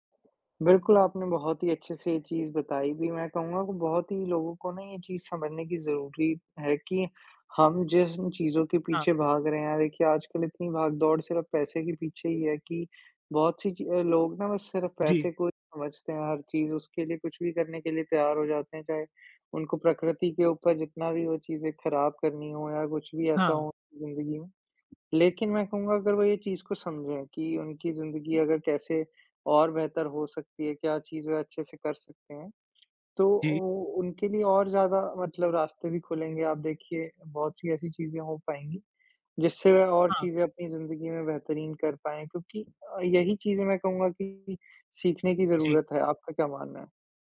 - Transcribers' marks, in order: tapping; other background noise
- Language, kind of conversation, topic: Hindi, unstructured, क्या जलवायु परिवर्तन को रोकने के लिए नीतियाँ और अधिक सख्त करनी चाहिए?